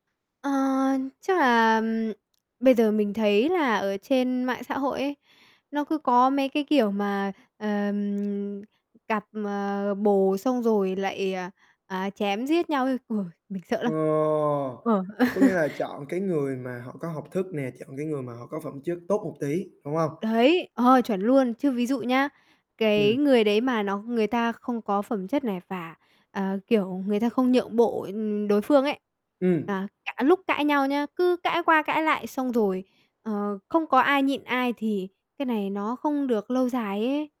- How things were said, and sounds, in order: static; chuckle; tapping
- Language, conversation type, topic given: Vietnamese, podcast, Bạn chọn bạn đời dựa trên những tiêu chí nào?